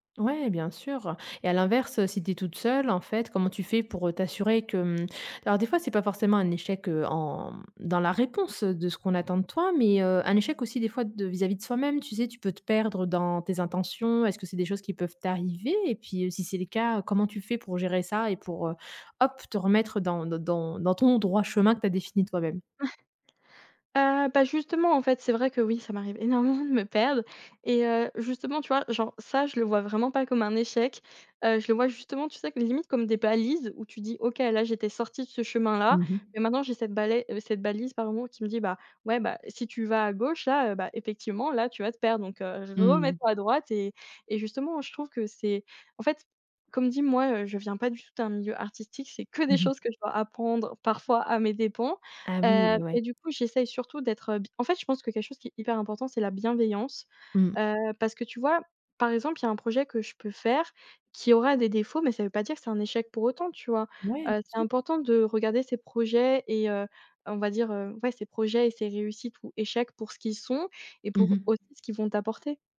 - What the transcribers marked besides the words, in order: tapping; chuckle; other background noise; laughing while speaking: "énormément"; stressed: "que"
- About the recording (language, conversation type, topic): French, podcast, Comment transformes-tu un échec créatif en leçon utile ?